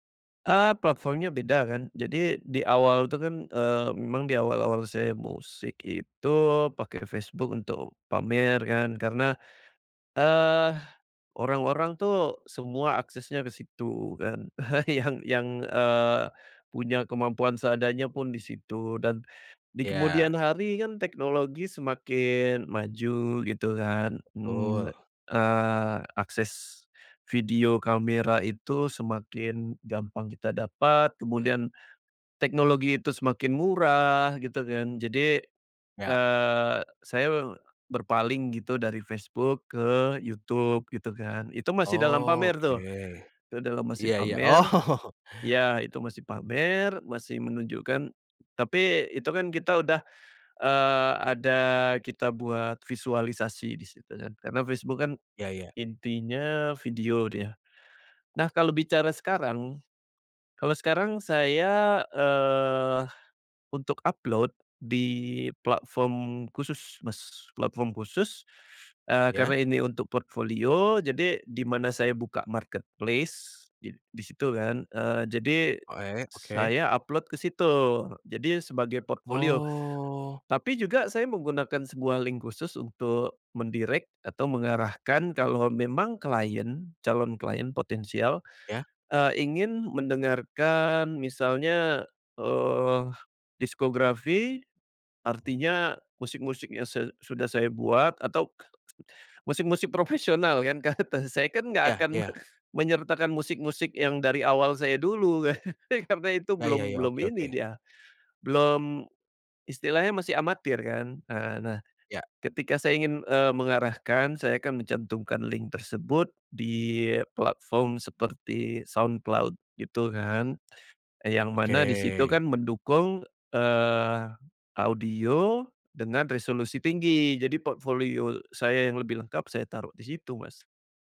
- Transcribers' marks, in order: chuckle; laughing while speaking: "Yang"; laughing while speaking: "oh"; chuckle; in English: "marketplace"; in English: "link"; in English: "men-direct"; other background noise; laughing while speaking: "Karna saya kan nggak akan"; laughing while speaking: "kan?"; chuckle; in English: "link"; tapping
- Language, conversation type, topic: Indonesian, podcast, Bagaimana kamu memilih platform untuk membagikan karya?